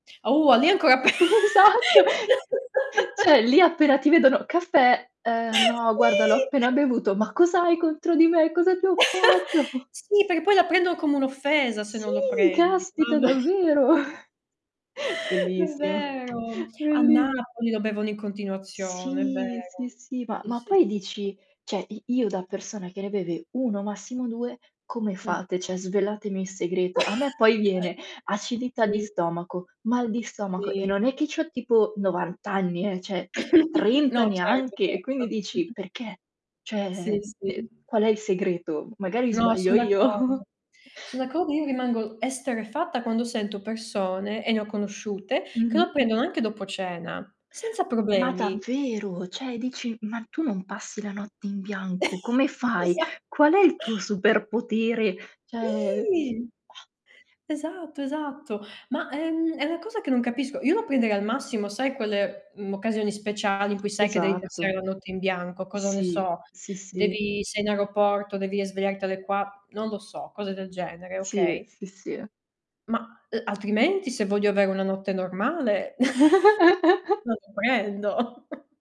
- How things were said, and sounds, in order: drawn out: "Oh"; laughing while speaking: "Esatto"; laughing while speaking: "pe"; laugh; laughing while speaking: "Sì"; laugh; chuckle; drawn out: "Sì"; chuckle; distorted speech; tapping; drawn out: "Sì"; "cioè" said as "ceh"; "Cioè" said as "ceh"; laugh; laugh; "cioè" said as "ceh"; throat clearing; giggle; surprised: "Ma davvero"; laughing while speaking: "Esa"; drawn out: "Sì"; "Cioè" said as "ceh"; other background noise; giggle; chuckle
- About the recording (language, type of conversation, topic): Italian, unstructured, Tra caffè e tè, quale bevanda ti accompagna meglio durante la giornata?